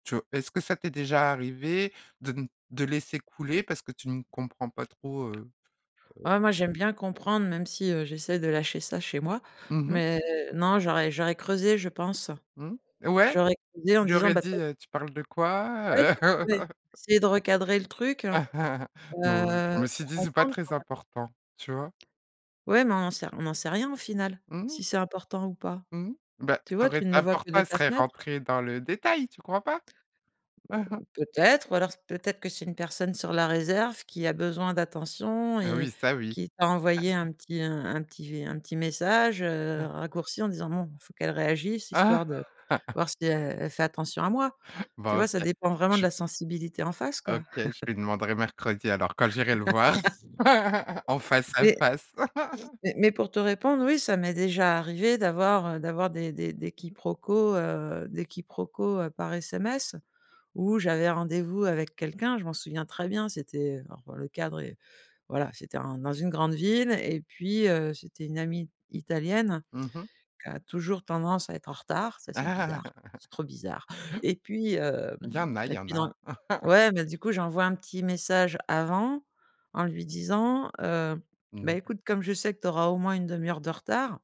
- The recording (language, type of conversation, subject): French, podcast, Comment répares-tu un message mal interprété par SMS ?
- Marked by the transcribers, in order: chuckle; stressed: "détail"; chuckle; chuckle; chuckle; chuckle; chuckle; laugh; chuckle; sniff; chuckle; laugh; chuckle; unintelligible speech